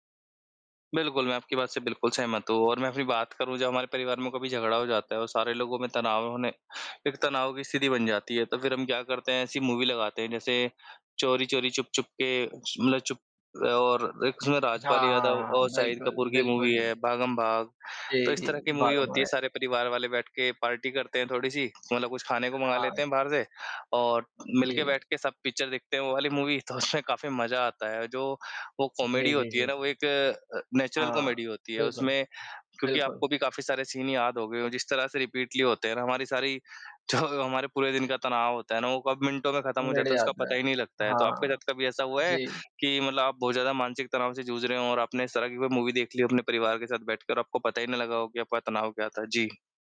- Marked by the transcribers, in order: in English: "मूवी"; in English: "मूवी"; in English: "मूवी"; tapping; in English: "पार्टी"; other background noise; in English: "मूवी"; laughing while speaking: "तो"; in English: "कॉमेडी"; in English: "नेचुरल कॉमेडी"; in English: "सीन"; in English: "रिपीटली"; laughing while speaking: "जो"; in English: "मूवी"
- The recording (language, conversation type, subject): Hindi, unstructured, तनाव कम करने के लिए आप कौन-सी आदतें अपनाते हैं?